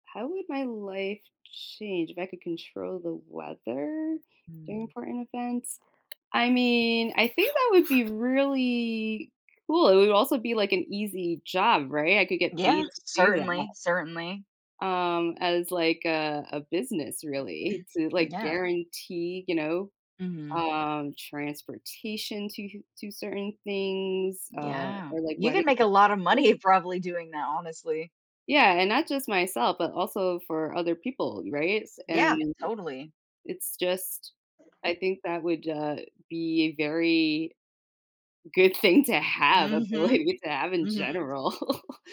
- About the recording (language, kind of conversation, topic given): English, unstructured, How might having control over natural forces like weather or tides affect our relationship with the environment?
- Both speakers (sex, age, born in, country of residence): female, 20-24, United States, United States; female, 40-44, United States, United States
- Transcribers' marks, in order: tapping; other background noise; throat clearing; laughing while speaking: "money probably"; unintelligible speech; laughing while speaking: "good thing"; laughing while speaking: "ability to have in general"